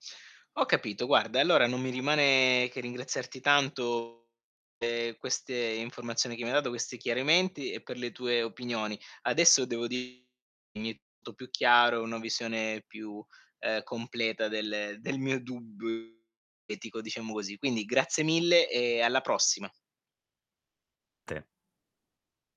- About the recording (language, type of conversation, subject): Italian, advice, Dovrei accettare un’offerta di lavoro in un’altra città?
- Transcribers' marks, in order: distorted speech; unintelligible speech; laughing while speaking: "del"